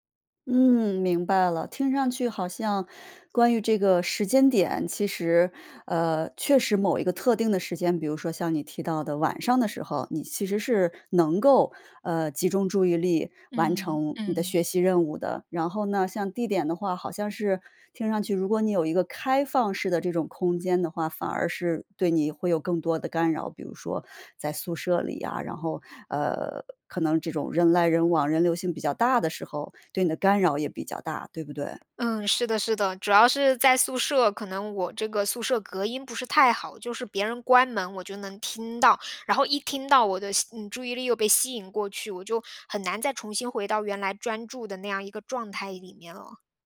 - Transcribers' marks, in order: other background noise
- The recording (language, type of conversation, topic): Chinese, advice, 我为什么总是容易分心，导致任务无法完成？